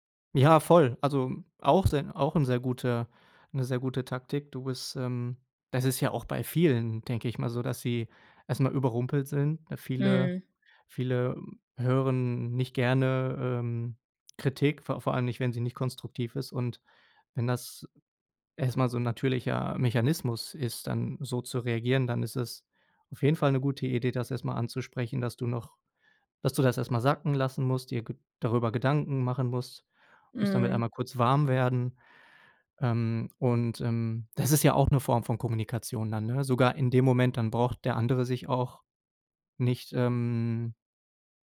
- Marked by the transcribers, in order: none
- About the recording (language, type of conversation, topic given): German, advice, Warum fällt es mir schwer, Kritik gelassen anzunehmen, und warum werde ich sofort defensiv?